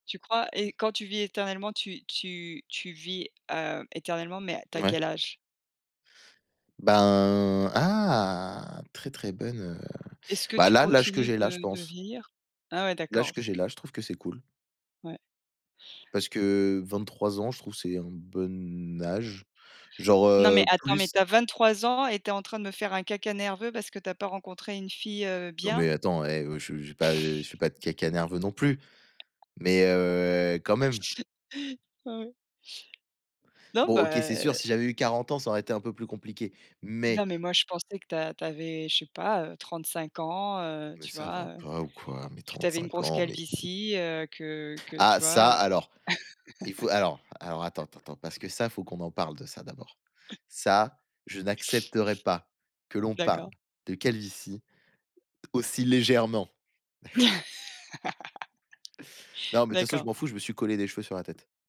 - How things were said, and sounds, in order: laugh; laugh; other background noise; laugh; chuckle
- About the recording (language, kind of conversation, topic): French, unstructured, Seriez-vous prêt à vivre éternellement sans jamais connaître l’amour ?